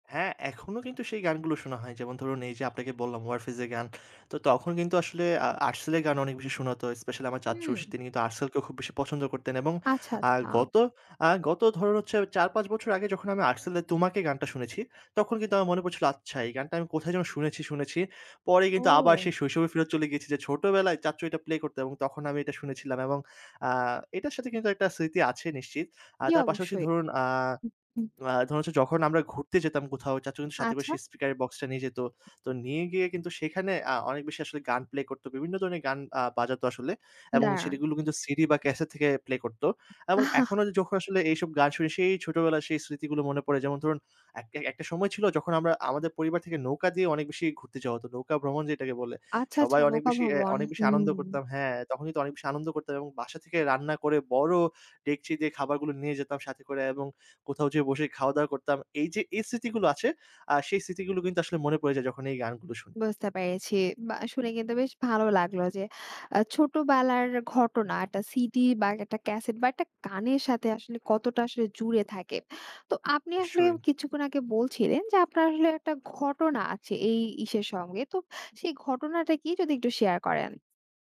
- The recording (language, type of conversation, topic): Bengali, podcast, পুরনো কাসেট বা সিডি খুঁজে পেলে আপনার কেমন লাগে?
- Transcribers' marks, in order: "চাচ্চু" said as "চাচ্চুশ"; other background noise; tapping; other street noise; chuckle; "আছে" said as "আচে"